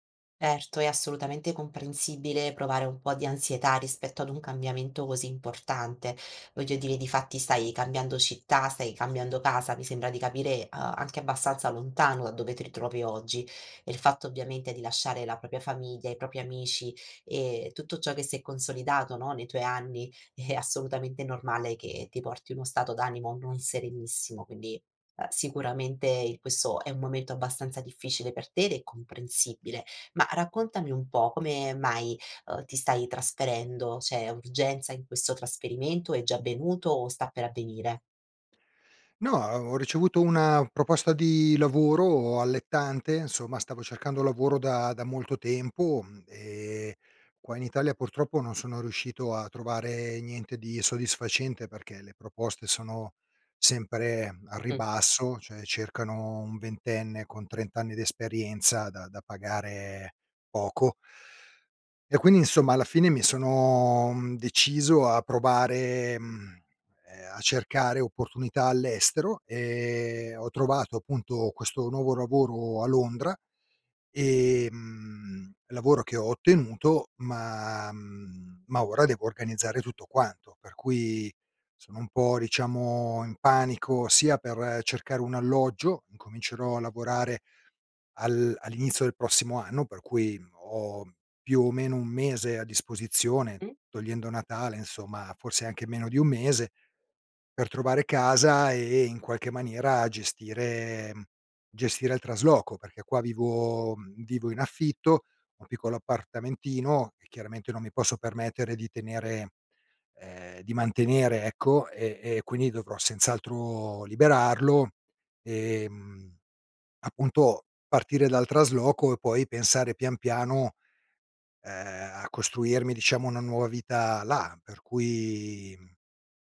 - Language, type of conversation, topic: Italian, advice, Trasferimento in una nuova città
- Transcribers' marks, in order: "propria" said as "propia"; "propri" said as "propi"; laughing while speaking: "è"; "cioè" said as "ceh"